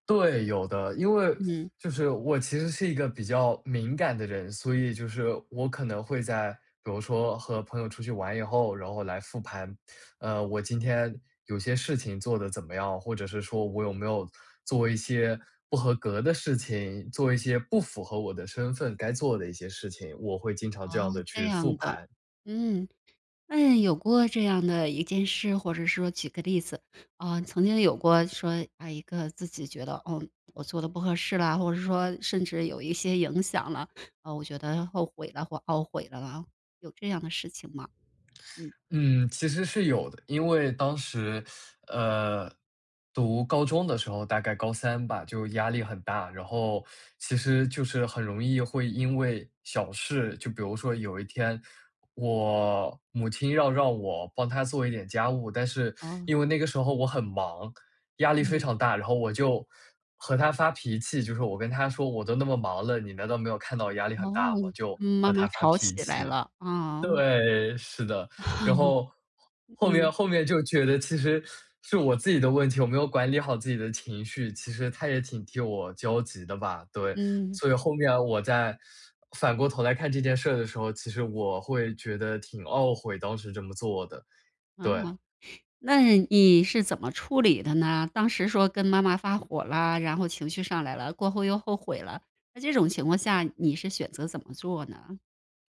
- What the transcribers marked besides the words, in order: chuckle; other background noise
- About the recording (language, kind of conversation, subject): Chinese, podcast, 我们该如何与自己做出的选择和解？